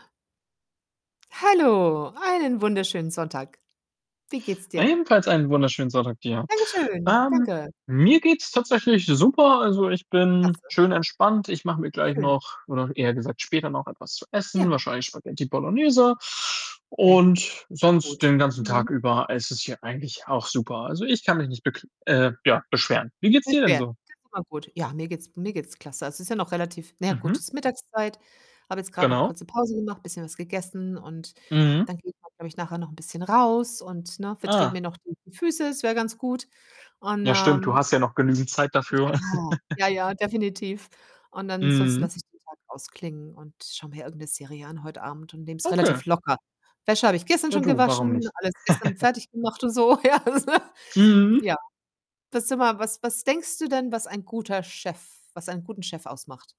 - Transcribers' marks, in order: other noise; joyful: "Dankeschön"; other background noise; unintelligible speech; distorted speech; chuckle; chuckle; laughing while speaking: "ja"; laugh
- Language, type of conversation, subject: German, unstructured, Was macht für dich einen guten Chef aus?